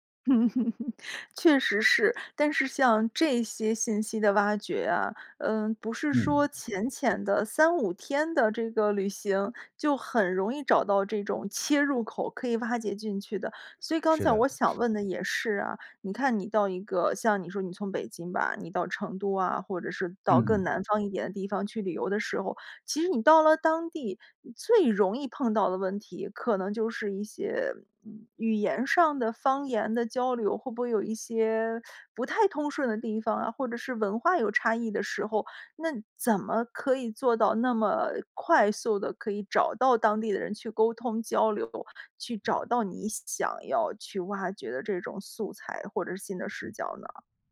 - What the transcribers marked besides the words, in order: laugh; other background noise; teeth sucking
- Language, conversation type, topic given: Chinese, podcast, 你如何在旅行中发现新的视角？